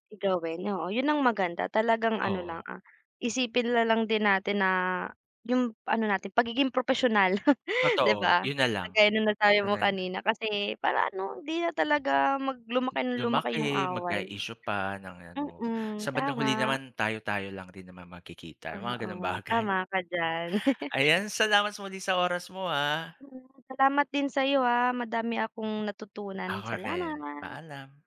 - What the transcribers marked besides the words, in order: chuckle; laughing while speaking: "bagay"; chuckle
- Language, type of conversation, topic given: Filipino, unstructured, Paano mo napapanatili ang respeto kahit nagkakasalungatan kayo?